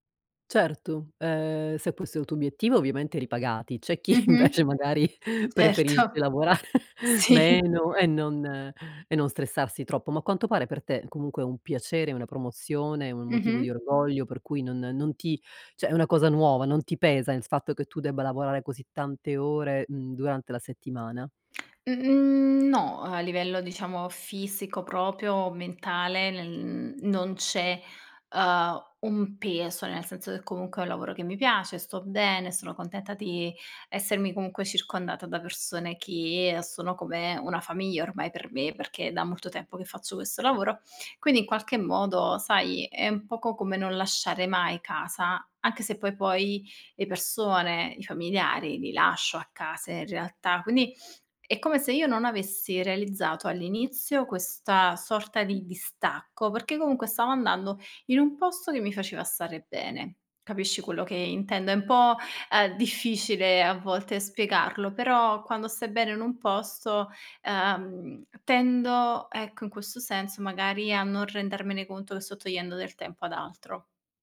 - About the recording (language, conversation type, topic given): Italian, advice, Come posso gestire il senso di colpa per aver trascurato famiglia e amici a causa del lavoro?
- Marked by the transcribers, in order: laughing while speaking: "C'è chi invece magari, preferisce lavorare"